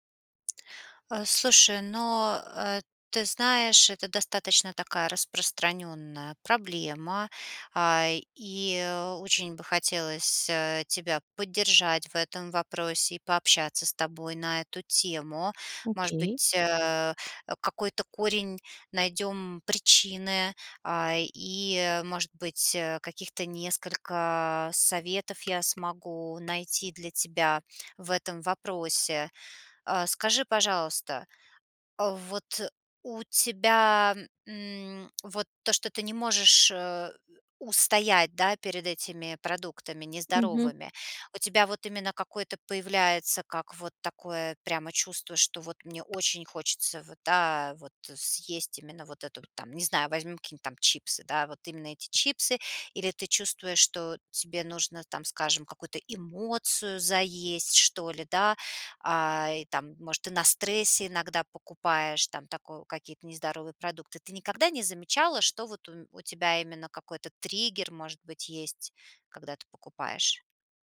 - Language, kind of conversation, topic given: Russian, advice, Почему я не могу устоять перед вредной едой в магазине?
- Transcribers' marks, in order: other background noise